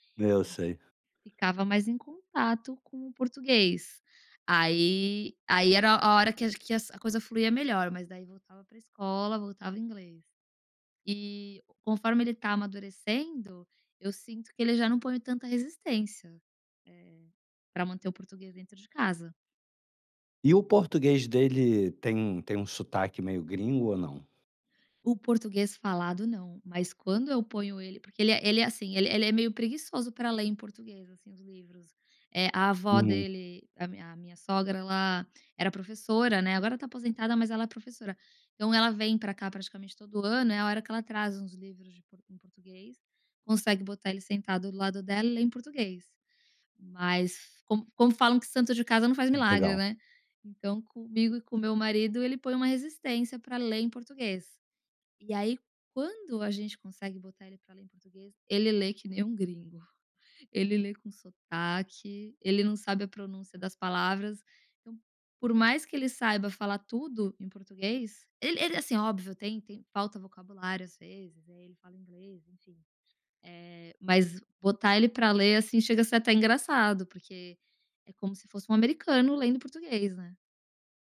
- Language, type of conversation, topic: Portuguese, podcast, Como escolher qual língua falar em família?
- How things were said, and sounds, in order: tapping